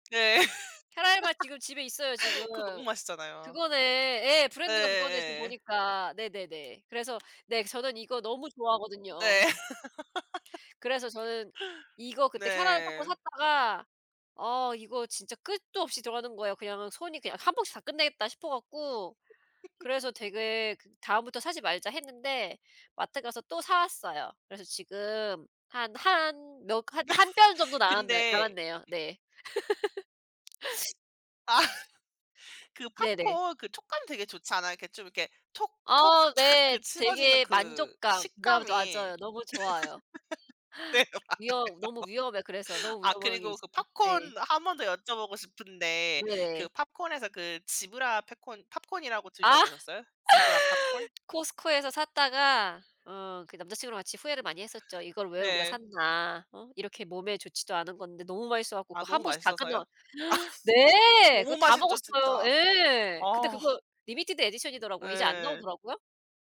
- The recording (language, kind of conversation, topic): Korean, unstructured, 주말에 영화를 영화관에서 보는 것과 집에서 보는 것 중 어느 쪽이 더 좋으신가요?
- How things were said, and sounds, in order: tapping; laughing while speaking: "네"; other background noise; laugh; background speech; laughing while speaking: "네"; laugh; laugh; laughing while speaking: "아"; laugh; laugh; laughing while speaking: "네 맞아요"; laugh; laughing while speaking: "아"; laugh; put-on voice: "Costco에서"; put-on voice: "Zebra Popcorn?"; stressed: "네"; laugh